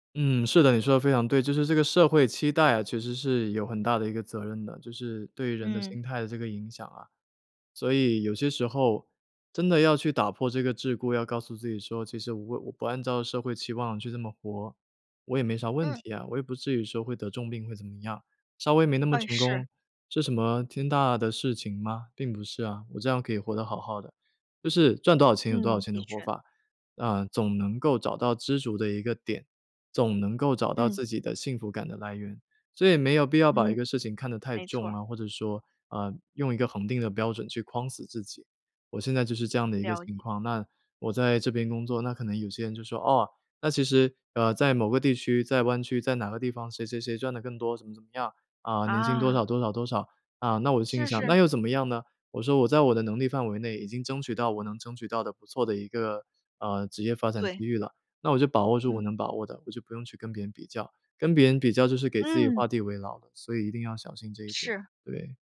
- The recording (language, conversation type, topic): Chinese, podcast, 怎样克服害怕失败，勇敢去做实验？
- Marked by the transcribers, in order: none